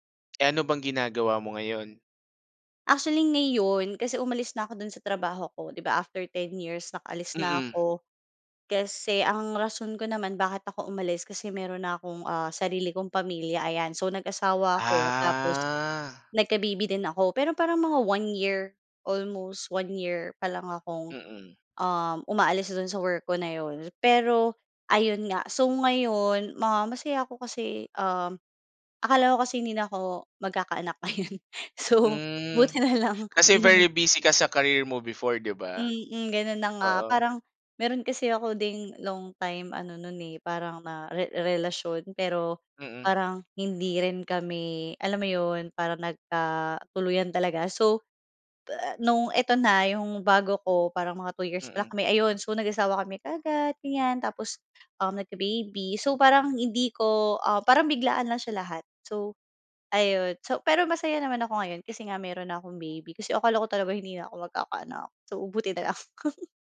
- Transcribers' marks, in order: in English: "Actually"; tapping; drawn out: "Ah"; other background noise; in English: "almost"; laughing while speaking: "ayun. So, buti na lang, 'yon"; in English: "very busy"; in English: "long time"; laughing while speaking: "lang"; chuckle
- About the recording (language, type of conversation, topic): Filipino, podcast, Ano ang mga tinitimbang mo kapag pinag-iisipan mong manirahan sa ibang bansa?